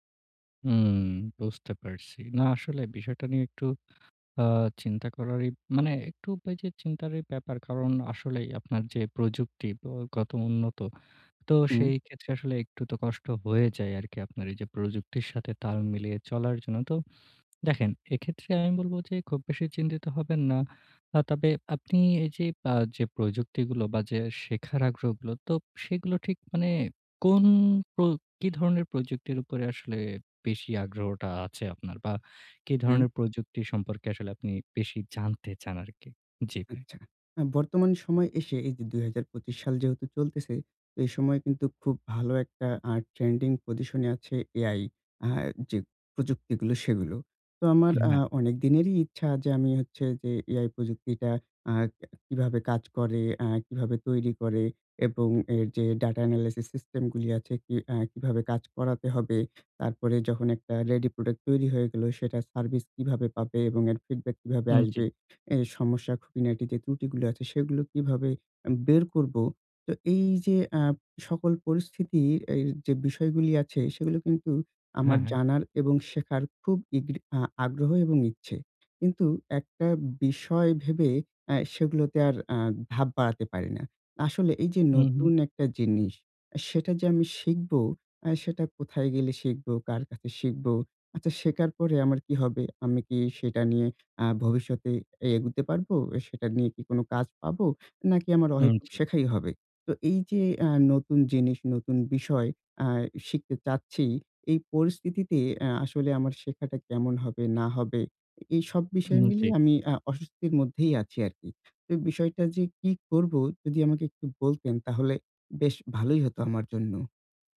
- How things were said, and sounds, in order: tapping; horn; other background noise; in English: "analysis system"; "এই" said as "এইর"; "শেখার" said as "সেকার"
- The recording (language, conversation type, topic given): Bengali, advice, অজানাকে গ্রহণ করে শেখার মানসিকতা কীভাবে গড়ে তুলবেন?